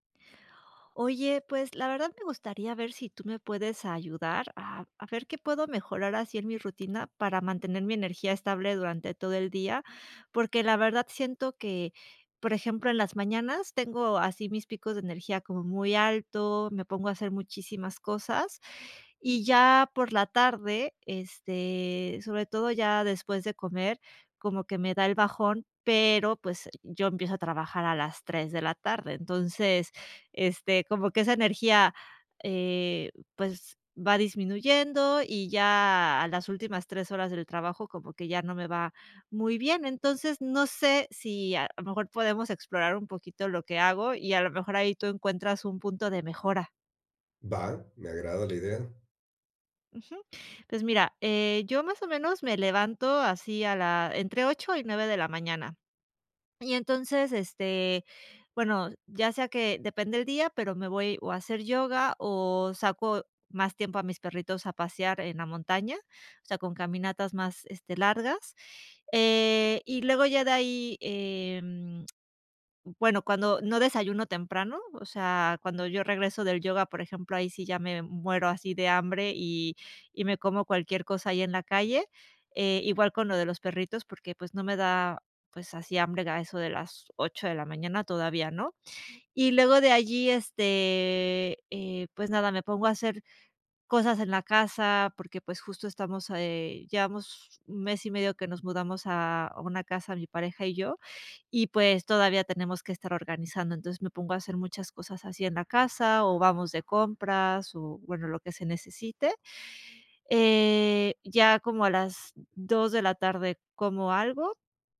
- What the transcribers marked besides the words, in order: none
- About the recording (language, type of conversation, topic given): Spanish, advice, ¿Cómo puedo crear una rutina para mantener la energía estable todo el día?